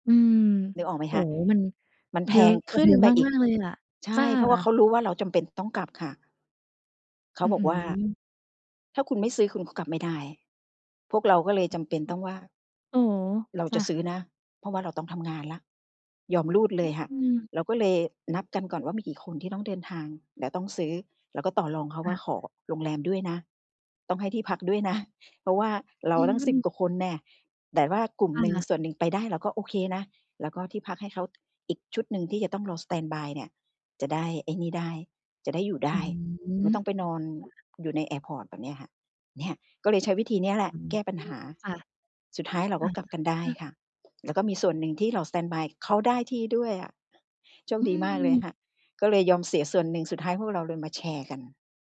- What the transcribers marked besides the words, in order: none
- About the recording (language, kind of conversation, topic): Thai, advice, ฉันจะทำอย่างไรให้หายเครียดและรู้สึกผ่อนคลายระหว่างเดินทางท่องเที่ยวช่วงวันหยุด?